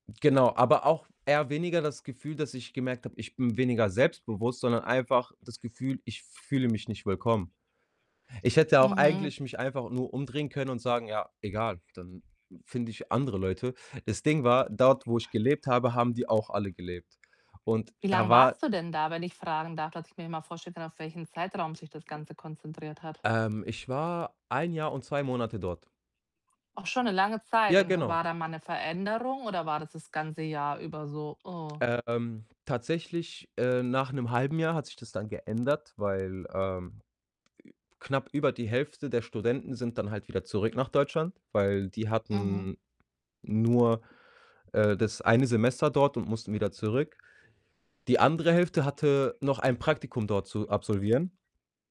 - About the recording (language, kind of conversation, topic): German, advice, Warum fühle ich mich bei Feiern oft ausgeschlossen und unwohl?
- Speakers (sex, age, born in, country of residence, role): female, 40-44, Germany, Germany, advisor; male, 25-29, Germany, Germany, user
- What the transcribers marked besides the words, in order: distorted speech; background speech; tapping; static; other background noise